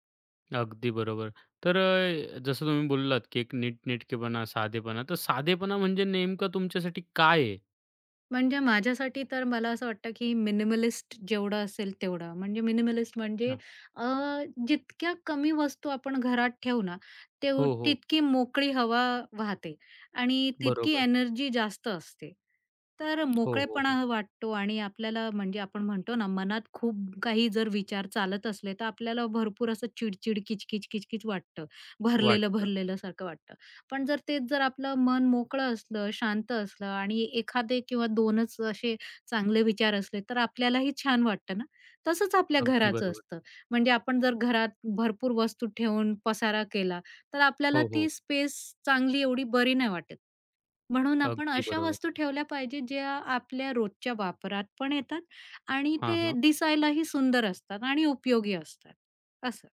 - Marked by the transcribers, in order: in English: "मिनिमलिस्ट"; other background noise; in English: "मिनिमलिस्ट"; tapping; in English: "स्पेस"
- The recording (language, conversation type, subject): Marathi, podcast, घर सजावटीत साधेपणा आणि व्यक्तिमत्त्व यांचे संतुलन कसे साधावे?